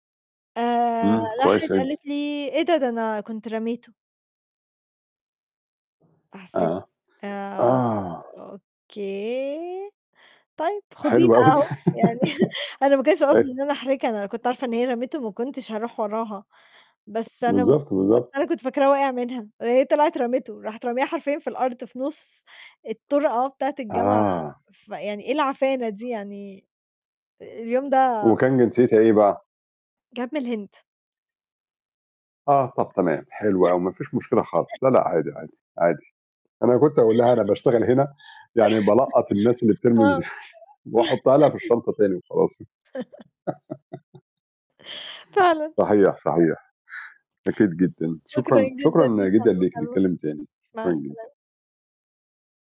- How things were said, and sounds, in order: tapping; other background noise; laughing while speaking: "يعني"; laugh; unintelligible speech; distorted speech; laugh; laugh; laugh; chuckle; laugh; static
- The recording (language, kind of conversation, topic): Arabic, unstructured, إزاي نقدر نقلل التلوث في مدينتنا بشكل فعّال؟